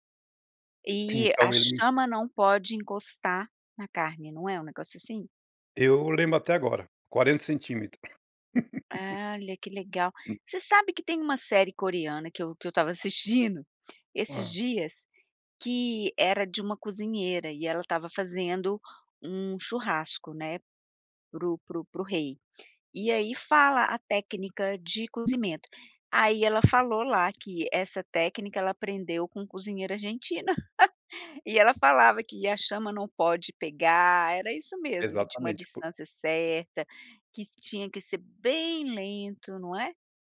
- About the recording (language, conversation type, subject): Portuguese, podcast, Qual era um ritual à mesa na sua infância?
- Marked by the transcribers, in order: tapping; laugh; laughing while speaking: "assistindo"; other background noise; chuckle